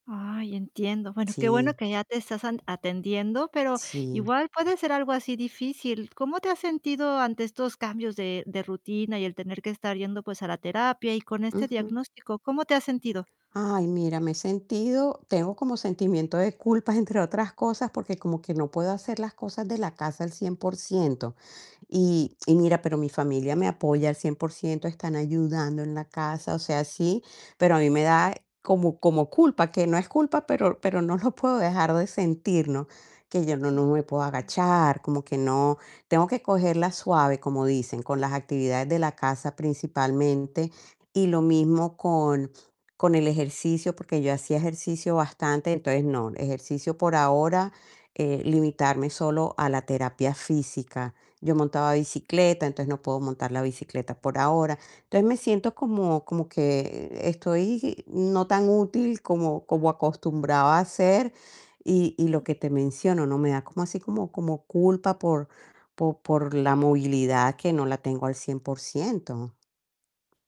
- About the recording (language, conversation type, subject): Spanish, advice, ¿Qué diagnóstico médico te dieron y qué hábitos diarios necesitas cambiar a partir de él?
- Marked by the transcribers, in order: tapping; static; other background noise; other noise